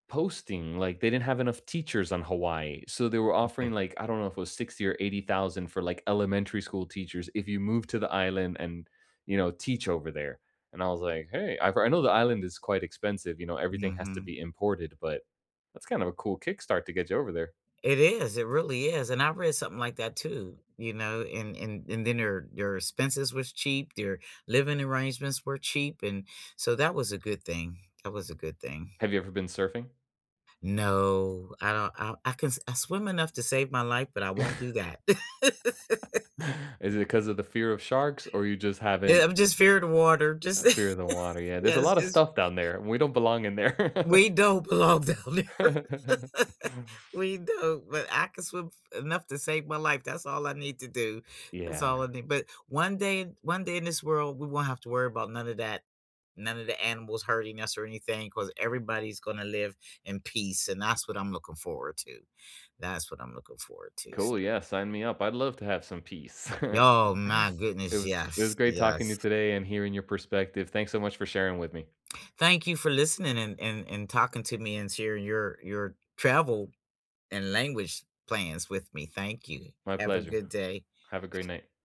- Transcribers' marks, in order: tapping; laugh; laugh; laugh; other background noise; laugh; laughing while speaking: "down there"; laugh; other noise; laugh; chuckle
- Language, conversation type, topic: English, unstructured, What small daily habit are you most proud of maintaining, and why does it matter to you?
- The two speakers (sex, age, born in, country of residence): female, 65-69, United States, United States; male, 40-44, United States, United States